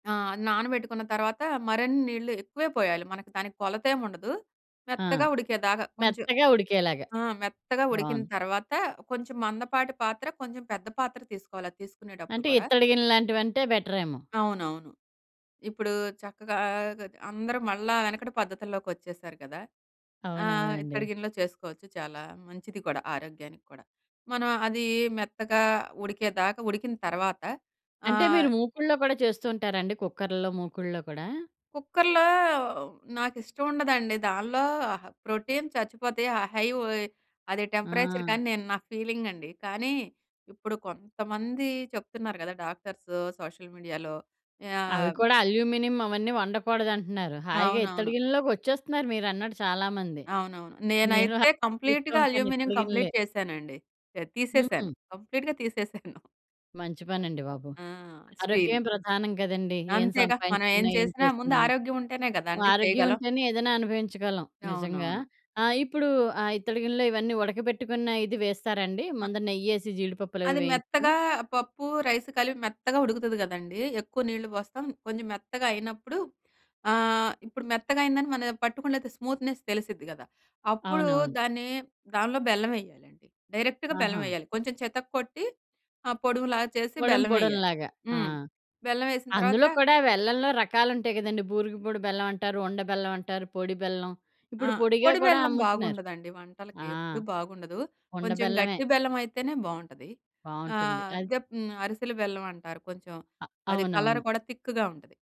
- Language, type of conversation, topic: Telugu, podcast, తెలుగు విందుల్లో ఆహారం పంచుకునే సంప్రదాయం ఏమిటి?
- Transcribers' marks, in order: in English: "కుక్కర్‌లో"; in English: "ప్రోటీన్"; in English: "హై"; in English: "టెంపరేచర్‌కనీ"; in English: "డాక్టర్స్ సోషల్ మీడియాలో"; unintelligible speech; in English: "కంప్లీట్"; in English: "కంప్లీట్‌గా"; giggle; other background noise; in English: "స్మూత్‌నెస్"; in English: "డైరెక్ట్‌గా"; other noise; in English: "కలర్"